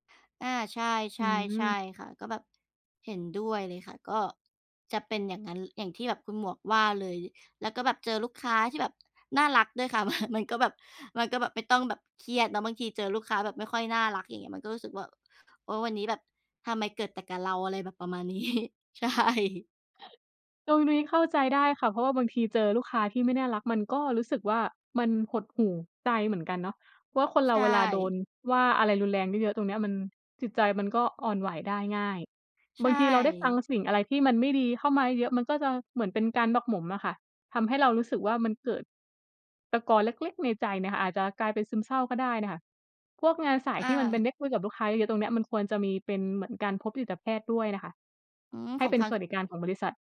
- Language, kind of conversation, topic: Thai, unstructured, คุณทำส่วนไหนของงานแล้วรู้สึกสนุกที่สุด?
- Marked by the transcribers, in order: chuckle; laughing while speaking: "นี้ ใช่"; other noise; other background noise; alarm